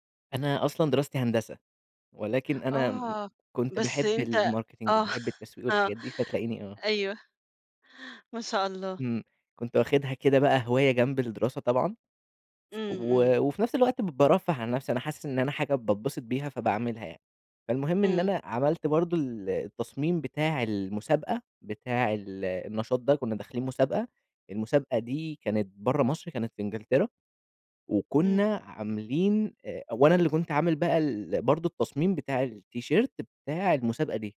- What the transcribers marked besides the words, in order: in English: "الماركتينج"; chuckle; laughing while speaking: "آه"; in English: "التيشيرت"
- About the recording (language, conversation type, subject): Arabic, podcast, هل في قطعة في دولابك ليها معنى خاص؟